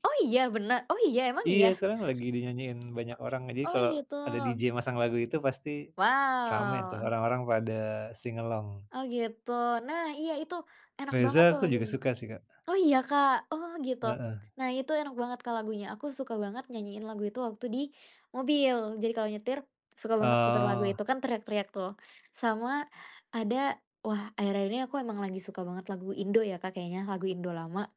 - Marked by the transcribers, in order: drawn out: "Wow"; in English: "sing-along"
- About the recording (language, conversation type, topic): Indonesian, podcast, Apa hobi favoritmu, dan kenapa kamu menyukainya?